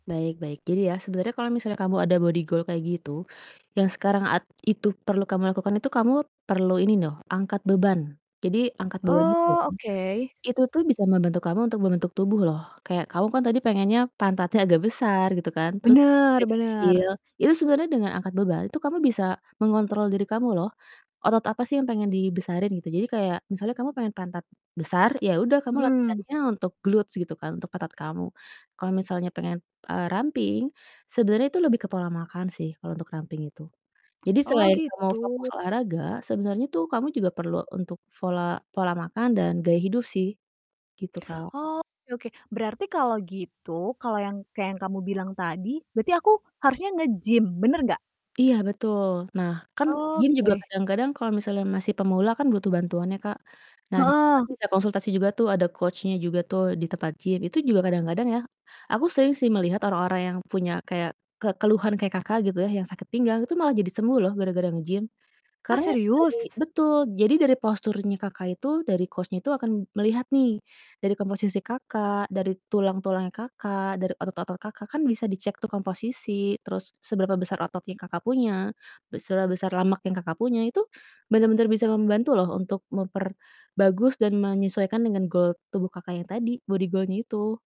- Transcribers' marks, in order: distorted speech; in English: "body goal"; other background noise; in English: "glutes"; in English: "coach-nya"; in English: "coach-nya"; in English: "goal"; in English: "body goal-nya"; tapping
- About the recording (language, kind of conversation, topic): Indonesian, advice, Bagaimana cara memilih olahraga yang paling cocok dengan kondisi tubuh saya?